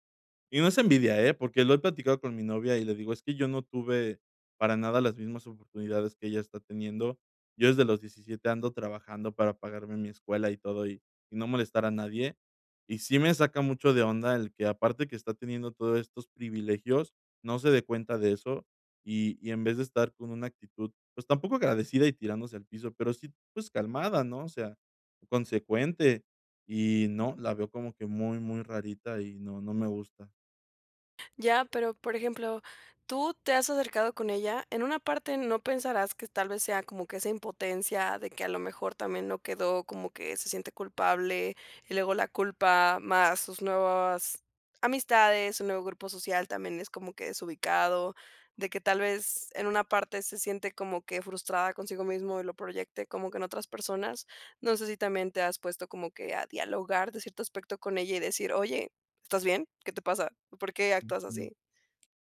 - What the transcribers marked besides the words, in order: tapping
- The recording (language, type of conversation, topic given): Spanish, advice, ¿Cómo puedo poner límites respetuosos con mis hermanos sin pelear?